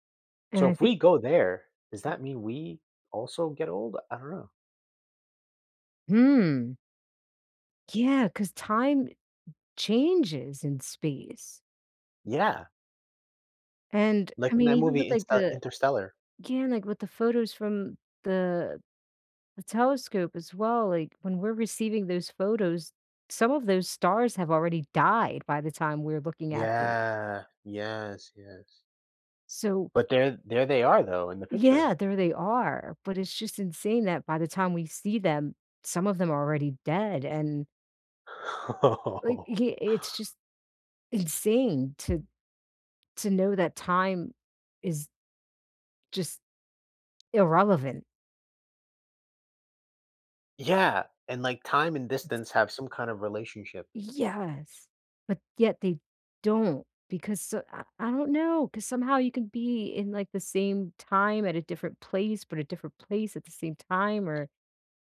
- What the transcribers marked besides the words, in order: drawn out: "Yeah"; laughing while speaking: "Oh"; unintelligible speech
- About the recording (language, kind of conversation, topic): English, unstructured, How will technology change the way we travel in the future?